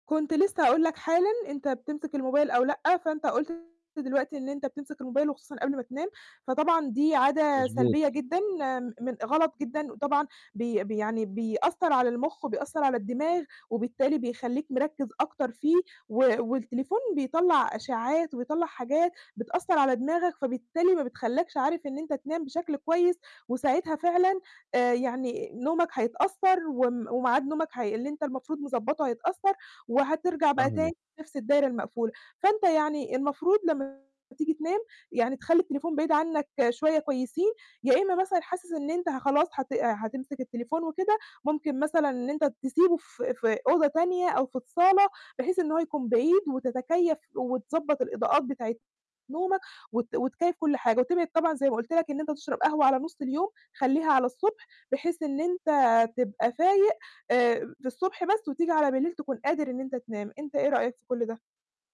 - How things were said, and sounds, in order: distorted speech
- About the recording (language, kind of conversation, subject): Arabic, advice, إزاي أقدر أحافظ على تركيز ثابت طول اليوم وأنا بشتغل؟